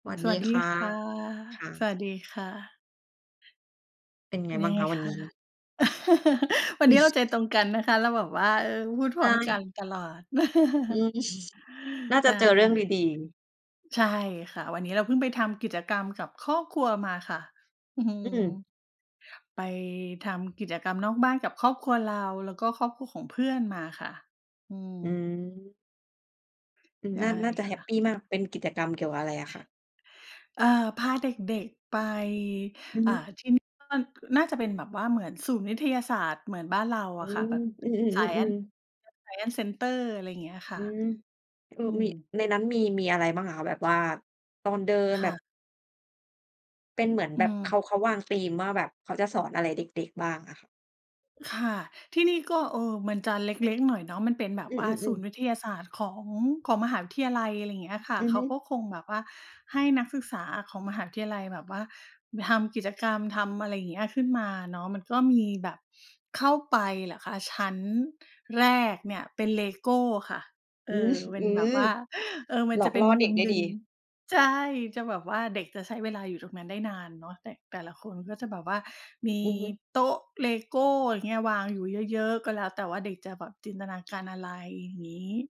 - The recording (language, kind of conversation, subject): Thai, unstructured, คุณชอบใช้เวลากับครอบครัวอย่างไร?
- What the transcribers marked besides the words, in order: laugh; chuckle; laugh; chuckle; laughing while speaking: "อืม"; unintelligible speech; tapping; unintelligible speech; chuckle